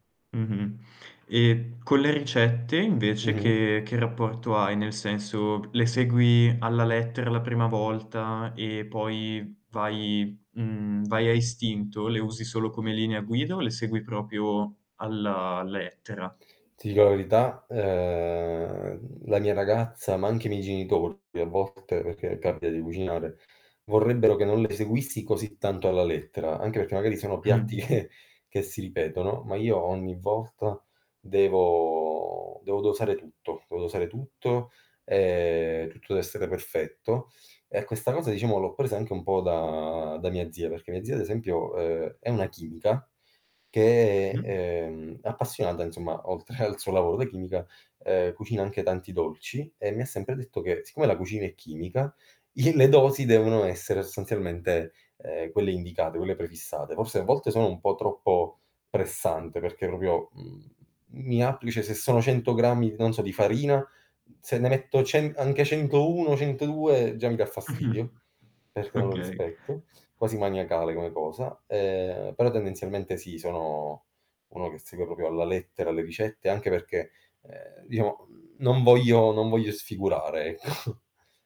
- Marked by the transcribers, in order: static; tapping; "proprio" said as "propio"; drawn out: "Ehm"; distorted speech; other background noise; chuckle; laughing while speaking: "oltre"; laughing while speaking: "i"; "proprio" said as "propio"; "cioè" said as "ceh"; chuckle; "proprio" said as "propio"; laughing while speaking: "ecco"
- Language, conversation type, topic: Italian, podcast, In che modo la cucina diventa per te un esercizio creativo?